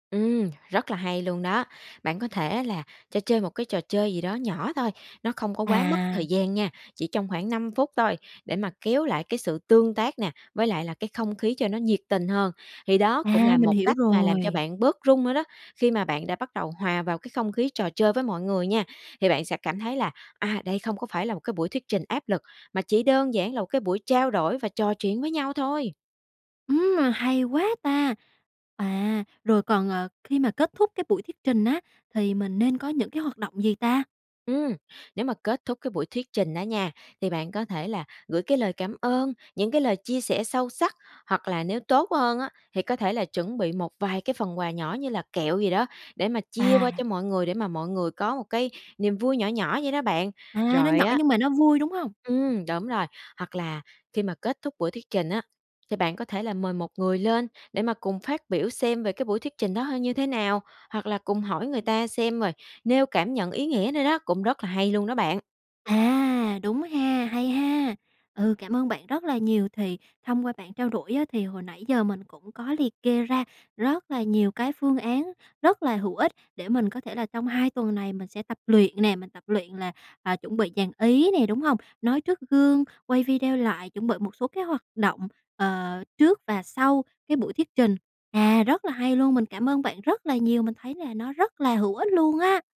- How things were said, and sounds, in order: tapping
- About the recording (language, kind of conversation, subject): Vietnamese, advice, Làm thế nào để vượt qua nỗi sợ thuyết trình trước đông người?